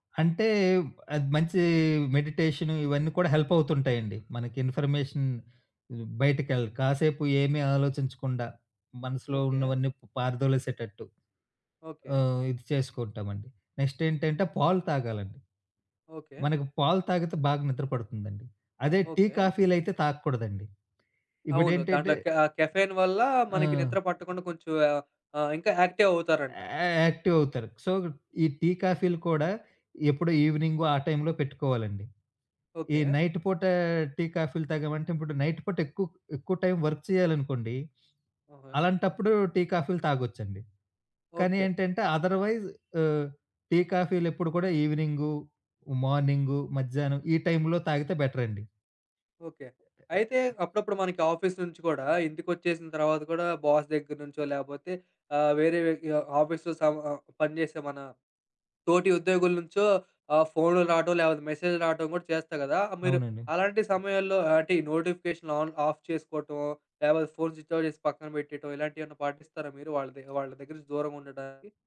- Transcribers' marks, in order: in English: "ఇన్‌ఫర్‌మేషన్"; other background noise; in English: "కెఫేన్"; in English: "యాక్టివ్"; in English: "సో"; in English: "ఈవినింగ్"; in English: "టై‌మ్‌లో"; in English: "నైట్"; in English: "నైట్"; in English: "వర్క్"; in English: "అథర్‌వైజ్"; in English: "ఆఫీస్"; in English: "బాస్"; in English: "ఆన్ ఆఫ్"; in English: "స్విచ్ఆఫ్"
- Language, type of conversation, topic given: Telugu, podcast, సమాచార భారం వల్ల నిద్ర దెబ్బతింటే మీరు దాన్ని ఎలా నియంత్రిస్తారు?